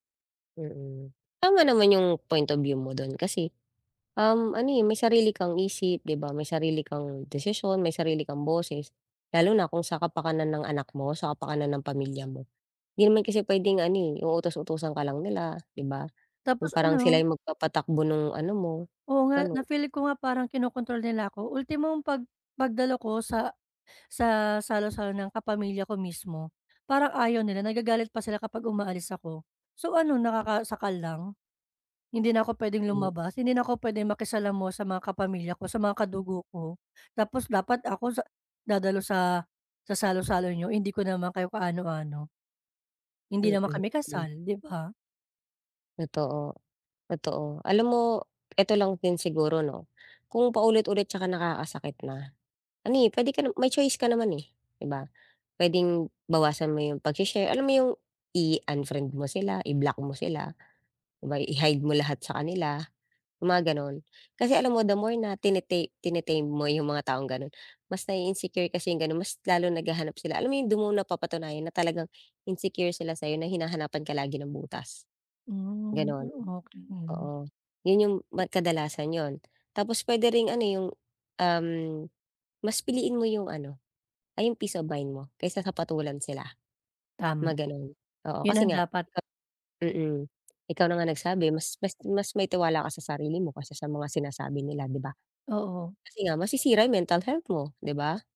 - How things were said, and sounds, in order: tapping; other background noise; other noise
- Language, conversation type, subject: Filipino, advice, Paano ko malalaman kung mas dapat akong magtiwala sa sarili ko o sumunod sa payo ng iba?